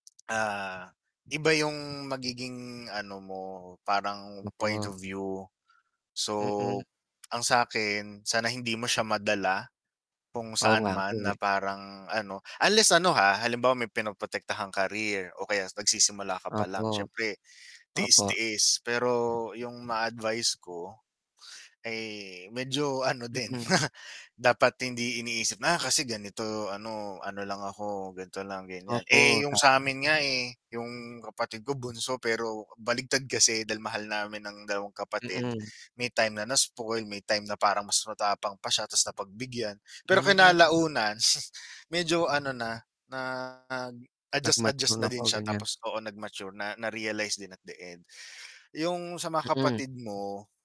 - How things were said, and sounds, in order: other background noise; chuckle; horn; static; distorted speech; tapping
- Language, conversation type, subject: Filipino, unstructured, Bakit nakakadismaya kapag may mga taong hindi tumutulong kahit sa simpleng gawain?
- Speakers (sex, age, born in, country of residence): male, 20-24, Philippines, Philippines; male, 35-39, Philippines, Philippines